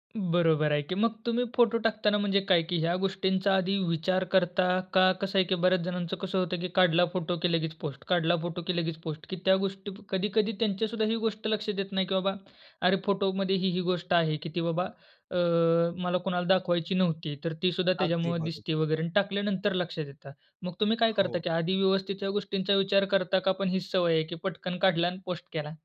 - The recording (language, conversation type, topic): Marathi, podcast, कुटुंबातील फोटो शेअर करताना तुम्ही कोणते धोरण पाळता?
- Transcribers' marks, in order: in English: "पोस्ट"; in English: "पोस्ट"; in English: "पोस्ट"